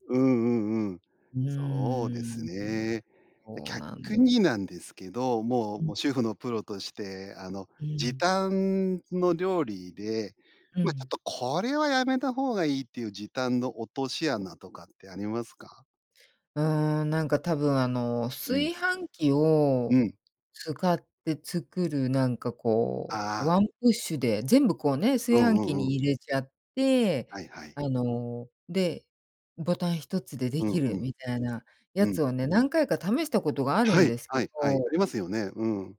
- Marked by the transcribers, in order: none
- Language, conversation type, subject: Japanese, podcast, 短時間で作れるご飯、どうしてる？